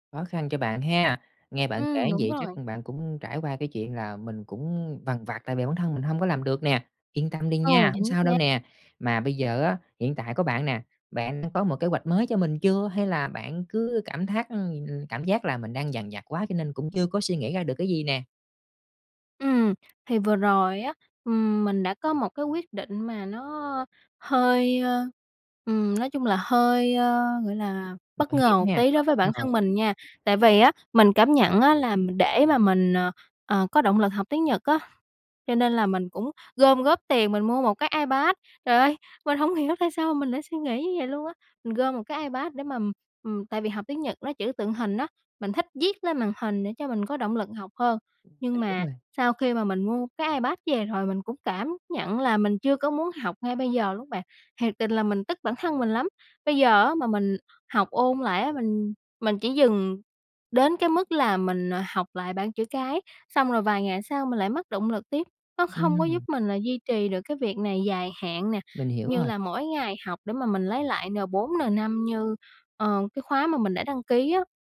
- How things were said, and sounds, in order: "là" said as "ừn"; tapping; other background noise
- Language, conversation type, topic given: Vietnamese, advice, Vì sao bạn chưa hoàn thành mục tiêu dài hạn mà bạn đã đặt ra?